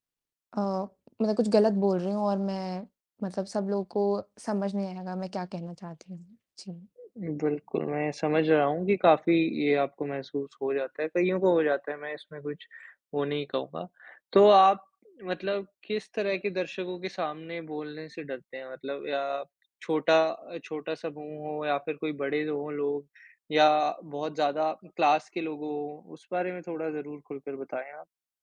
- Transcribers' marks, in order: in English: "क्लास"
- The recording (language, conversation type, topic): Hindi, advice, सार्वजनिक रूप से बोलने का भय